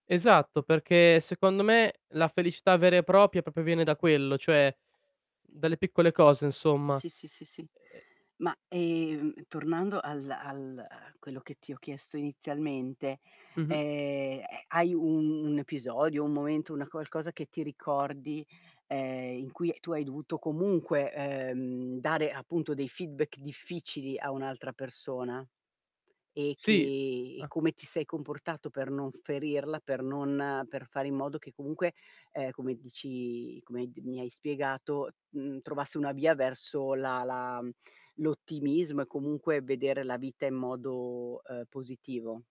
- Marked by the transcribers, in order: "propria" said as "propia"; "proprio" said as "popo"; static; other background noise; drawn out: "un"; in English: "feedback"; drawn out: "che"; drawn out: "dici"; drawn out: "modo"
- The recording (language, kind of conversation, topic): Italian, podcast, Come puoi esprimere una critica costruttiva senza ferire l’altra persona?